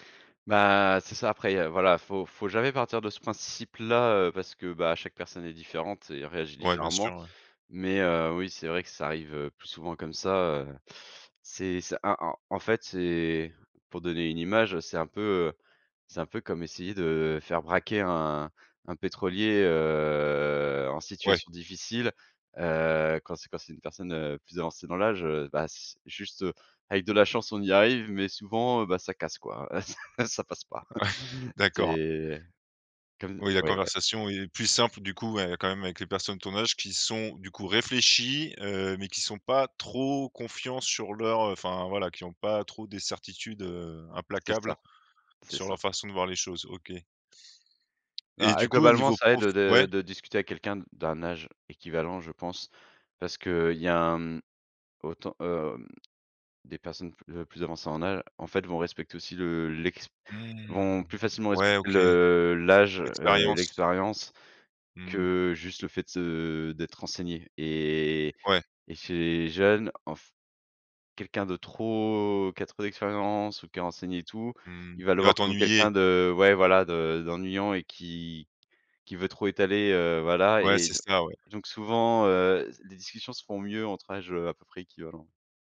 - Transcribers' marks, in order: drawn out: "heu"; laughing while speaking: "Ouais, d'accord"; chuckle; laughing while speaking: "ça passe pas"; stressed: "réfléchies"
- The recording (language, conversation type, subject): French, podcast, Comment te prépares-tu avant une conversation difficile ?